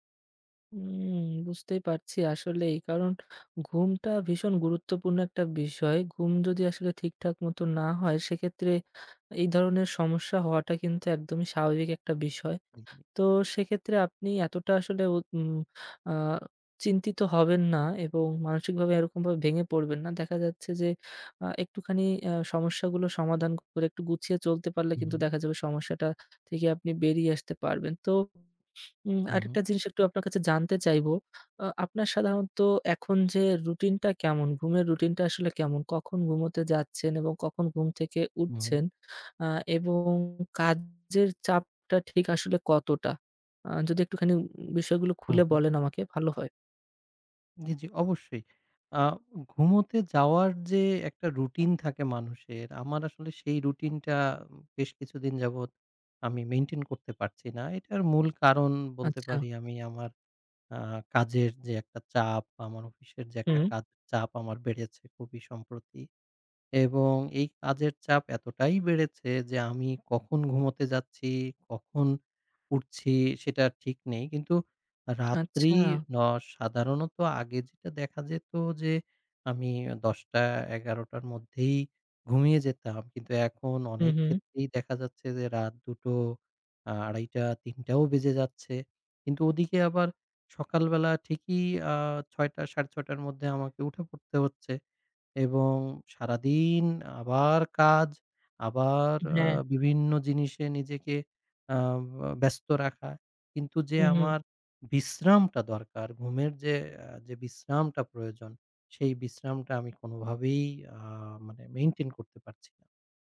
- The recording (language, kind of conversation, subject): Bengali, advice, ঘুমের ঘাটতি এবং ক্রমাগত অতিরিক্ত উদ্বেগ সম্পর্কে আপনি কেমন অনুভব করছেন?
- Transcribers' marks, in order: tapping; other background noise; horn